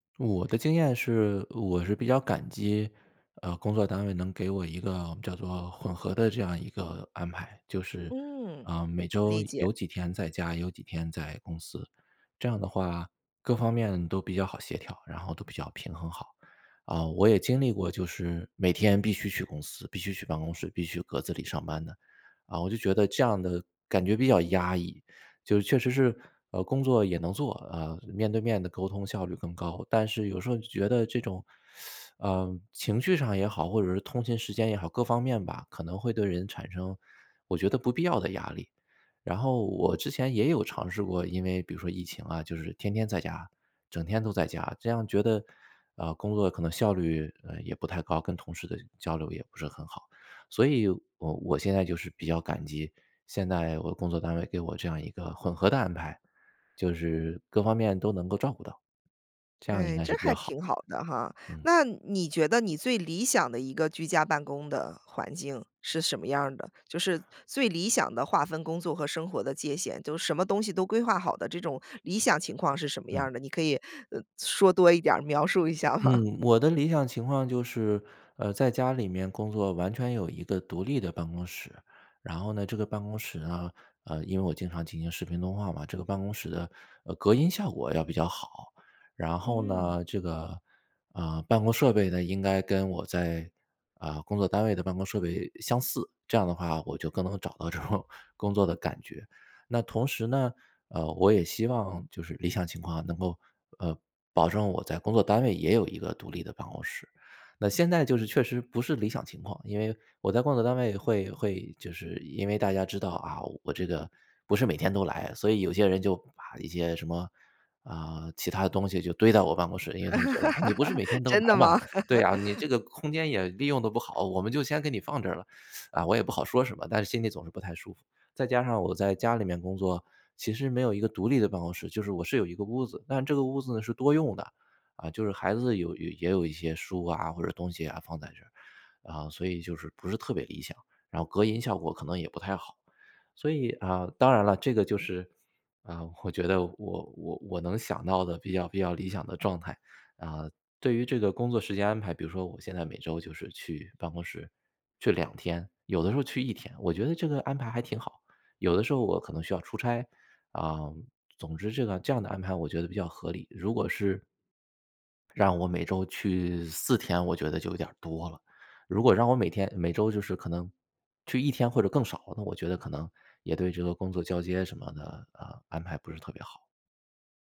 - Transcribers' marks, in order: teeth sucking; laughing while speaking: "描述一下吗？"; other background noise; laughing while speaking: "这种"; laugh; laughing while speaking: "真的吗？"; laugh
- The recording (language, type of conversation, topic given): Chinese, podcast, 居家办公时，你如何划分工作和生活的界限？